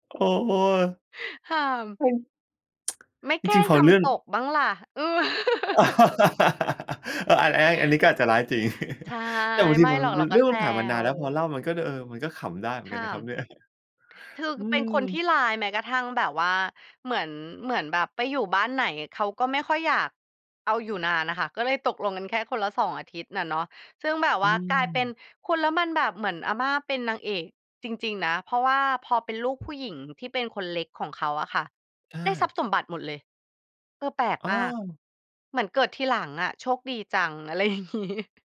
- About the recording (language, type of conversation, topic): Thai, podcast, เล่าเรื่องรากเหง้าครอบครัวให้ฟังหน่อยได้ไหม?
- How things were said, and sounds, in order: chuckle; tsk; laugh; chuckle; "จะ" said as "เดอ"; chuckle; laughing while speaking: "อะไรอย่างงี้"